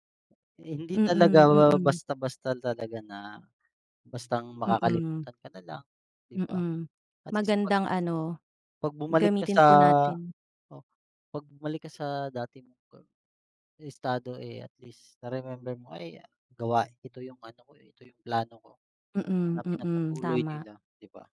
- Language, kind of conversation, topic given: Filipino, unstructured, Paano mo gagamitin ang isang araw kung ikaw ay isang sikat na artista?
- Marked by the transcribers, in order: none